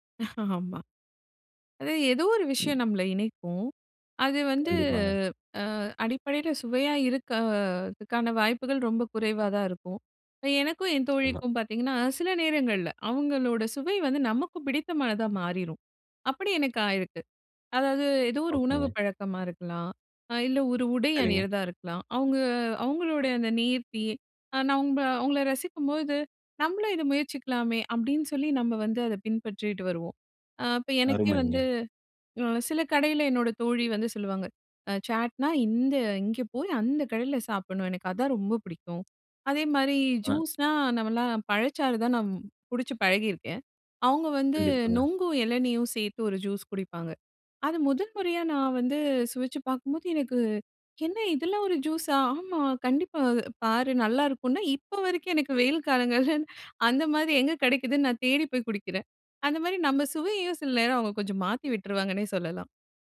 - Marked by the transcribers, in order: chuckle; "நான்" said as "நம்"; laughing while speaking: "காலங்கள்ல, அந்த மாரி எங்க கெடைக்குதுன்னு"
- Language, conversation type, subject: Tamil, podcast, நண்பர்களின் சுவை வேறிருந்தால் அதை நீங்கள் எப்படிச் சமாளிப்பீர்கள்?